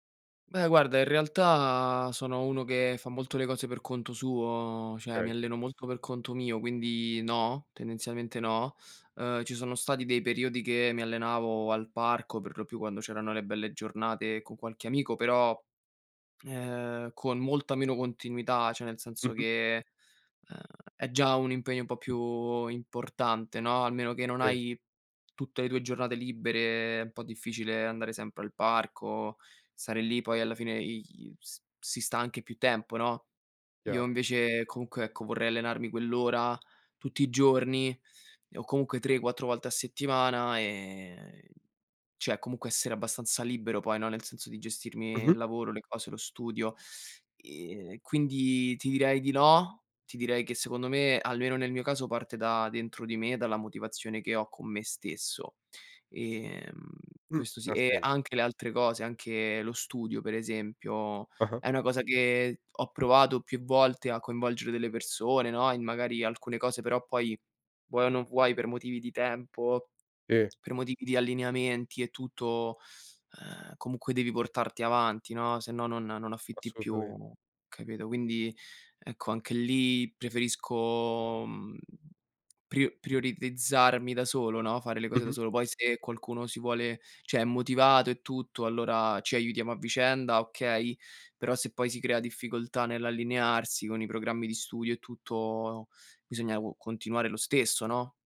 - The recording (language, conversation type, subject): Italian, podcast, Quali piccoli gesti quotidiani aiutano a creare fiducia?
- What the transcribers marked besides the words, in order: "cioè" said as "ceh"; "Okay" said as "kay"; "cioè" said as "ceh"; tapping; other background noise; "cioè" said as "ceh"